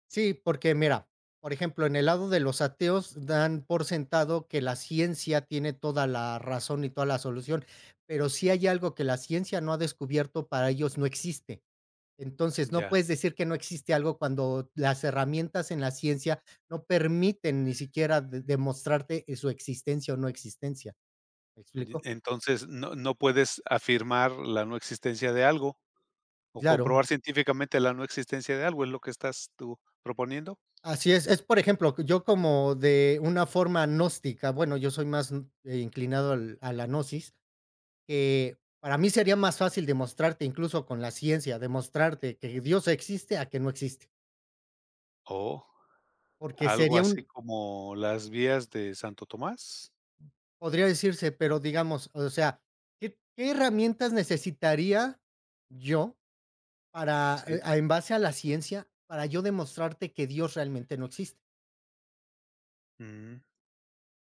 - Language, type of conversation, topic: Spanish, podcast, ¿De dónde sacas inspiración en tu día a día?
- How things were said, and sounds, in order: tapping